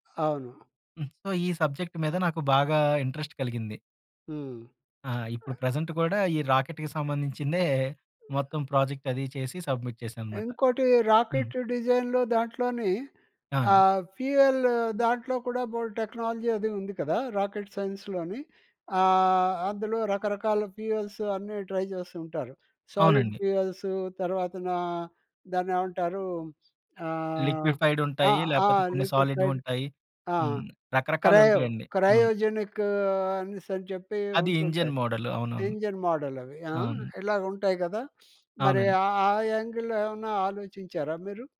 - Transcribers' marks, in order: in English: "సో"; in English: "సబ్జెక్ట్"; in English: "ఇంట్రెస్ట్"; other noise; in English: "ప్రెజెంట్"; in English: "రాకెట్‌కి"; in English: "ప్రాజెక్ట్"; other background noise; in English: "సబ్మిట్"; in English: "రాకెట్ డిజైన్‌లో"; in English: "ఫ్యూయల్"; in English: "టెక్నాలజీ"; in English: "రాకెట్ సైన్స్‌లోని"; in English: "ఫ్యూయల్స్"; in English: "ట్రై"; in English: "సాలిడ్ ఫ్యూయల్స్"; in English: "లిక్విఫైడ్"; in English: "లిక్విఫైడ్"; in English: "సాలిడ్‌వుంటాయి"; in English: "క్రయో క్రయోజెనిక్"; in English: "ఇంజిన్"; in English: "ఇంజన్"; sniff; in English: "యాంగిల్‌లో"
- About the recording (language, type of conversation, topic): Telugu, podcast, ఎంతో మంది ఒకేసారి ఒకటే చెప్పినా మీ మనసు వేరుగా అనిపిస్తే మీరు ఎలా స్పందిస్తారు?